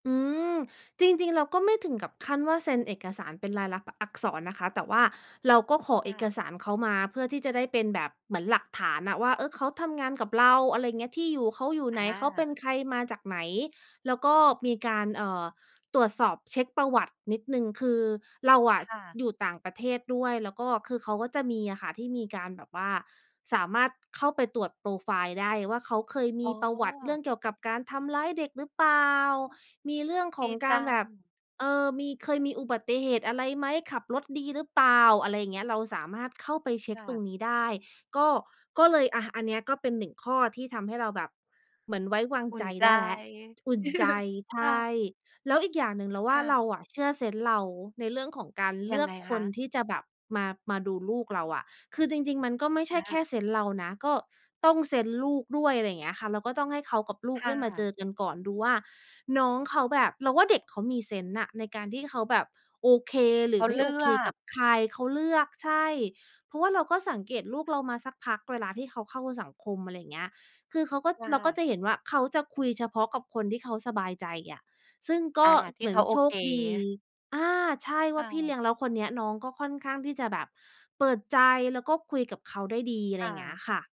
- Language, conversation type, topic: Thai, podcast, วิธีรักษาความสัมพันธ์กับพี่เลี้ยงให้ยาวนานคืออะไร?
- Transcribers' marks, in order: laugh